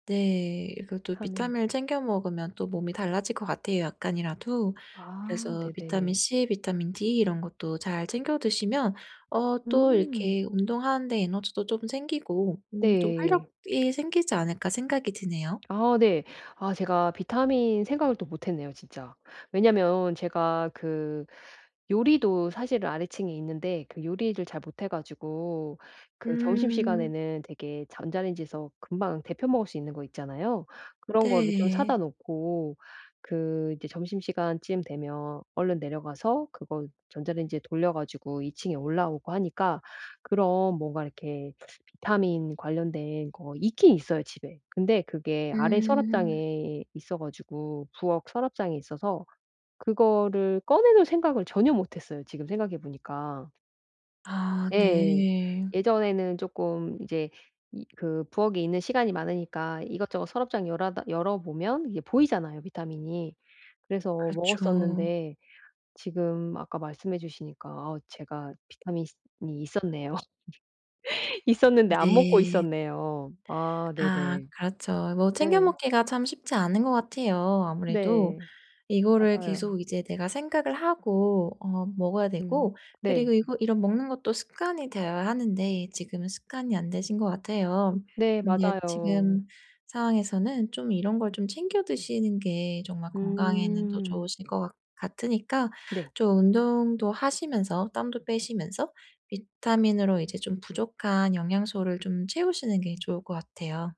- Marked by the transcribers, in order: tapping; laugh
- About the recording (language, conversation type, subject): Korean, advice, 피로와 동기 저하를 극복하고 운동을 꾸준히 하려면 어떻게 해야 하나요?